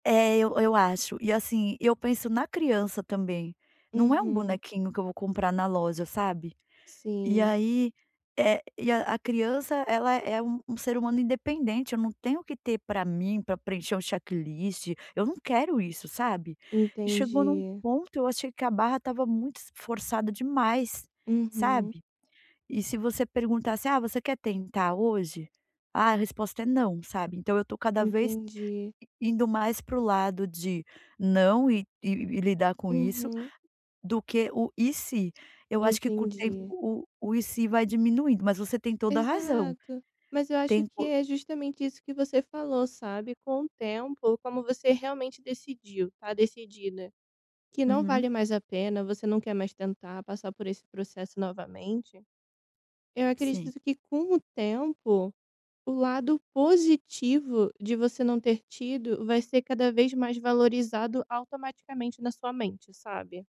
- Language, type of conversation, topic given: Portuguese, advice, Como posso identificar e nomear sentimentos ambíguos e mistos que surgem em mim?
- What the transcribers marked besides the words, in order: in English: "checklist"